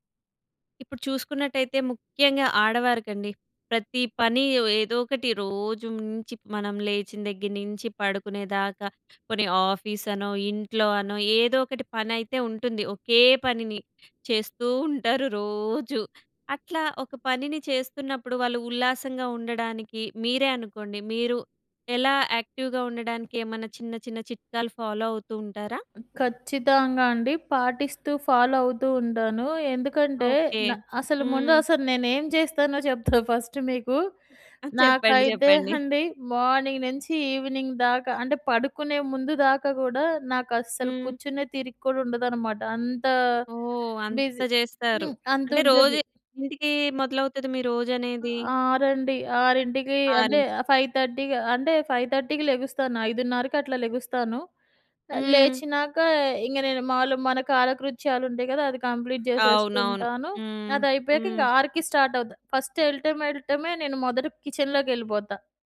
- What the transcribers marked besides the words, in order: in English: "ఆఫీస్"; in English: "యాక్టివ్‍గా"; in English: "ఫాలో"; in English: "ఫాలో"; other background noise; in English: "ఫస్ట్"; in English: "మార్నింగ్"; in English: "ఈవినింగ్"; in English: "బిజీ"; in English: "ఫైవ్ థర్టీకి"; in English: "ఫైవ్ థర్టీకి"; in English: "కంప్లీట్"; in English: "స్టార్ట్"; in English: "ఫస్ట్"; in English: "కిచెన్‍లోకి"
- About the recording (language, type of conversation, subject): Telugu, podcast, పనిలో ఒకే పని చేస్తున్నప్పుడు ఉత్సాహంగా ఉండేందుకు మీకు ఉపయోగపడే చిట్కాలు ఏమిటి?